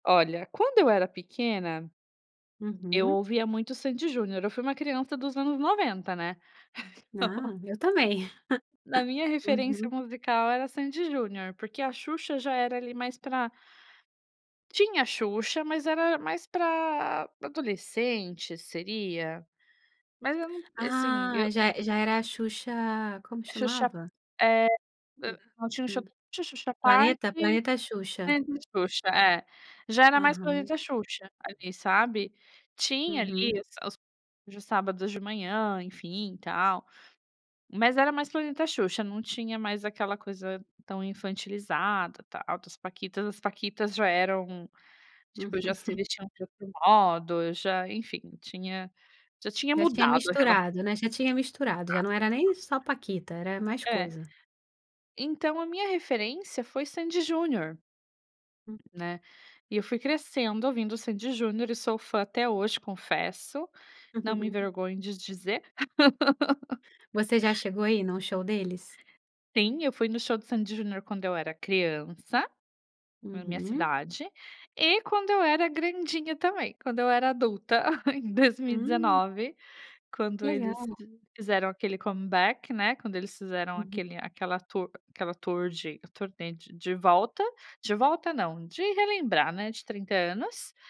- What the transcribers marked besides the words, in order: laugh; unintelligible speech; other background noise; tapping; laugh; laugh; giggle; in English: "comeback"
- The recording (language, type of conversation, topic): Portuguese, podcast, Que artistas você acha que mais definem a sua identidade musical?